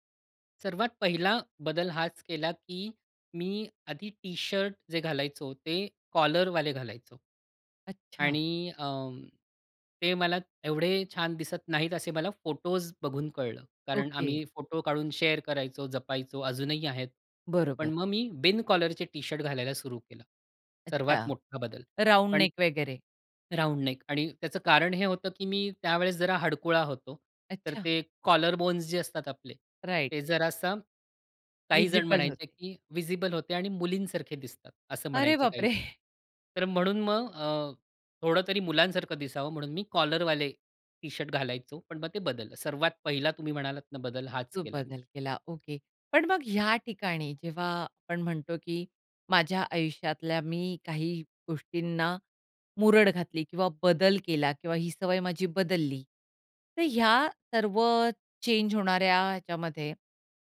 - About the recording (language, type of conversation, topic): Marathi, podcast, तुझी शैली आयुष्यात कशी बदलत गेली?
- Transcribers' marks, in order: in English: "कॉलरवाले"; in English: "शेअर"; in English: "कॉलरचे"; in English: "राउंड नेक"; in English: "राउंड नेक"; in English: "कॉलर बोन्स"; in English: "राइट"; in English: "व्हिजिबल"; in English: "व्हिजिबल"; surprised: "अरे बापरे!"; in English: "कॉलरवाले"; in English: "चेंज"